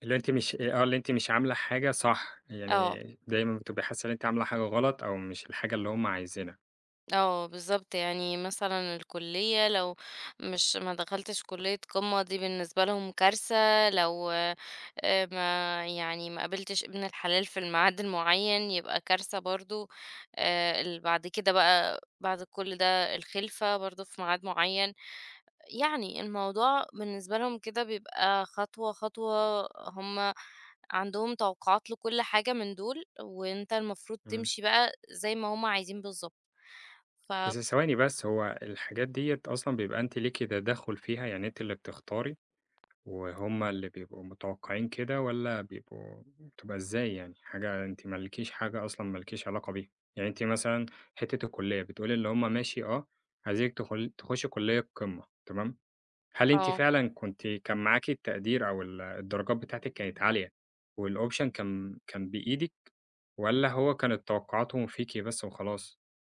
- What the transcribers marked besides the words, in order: in English: "والoption"
- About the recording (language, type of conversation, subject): Arabic, podcast, إزاي نلاقي توازن بين رغباتنا وتوقعات العيلة؟